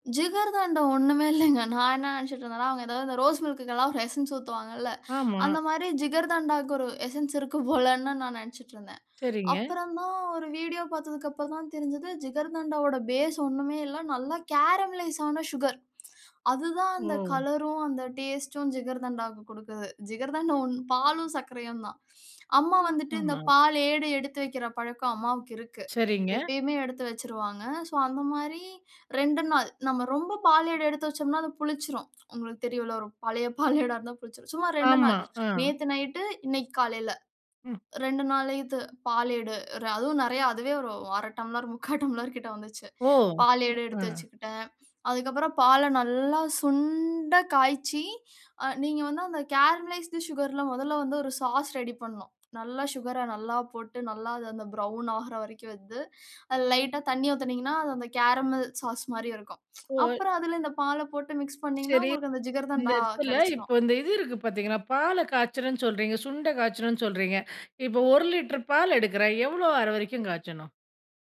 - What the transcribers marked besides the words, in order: chuckle; in English: "பேஸ்"; in English: "கேரமலைஸ்"; tsk; other noise; drawn out: "சுண்ட"; in English: "கேரமலைஸ்ட் சுகர்ல"; in English: "கேரமல் சாஸ்"; tsk; unintelligible speech; in English: "மிக்ஸ்"
- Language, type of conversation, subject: Tamil, podcast, சமையல் அல்லது அடுப்பில் சுட்டுப் பொரியல் செய்வதை மீண்டும் ஒரு பொழுதுபோக்காகத் தொடங்க வேண்டும் என்று உங்களுக்கு எப்படி எண்ணம் வந்தது?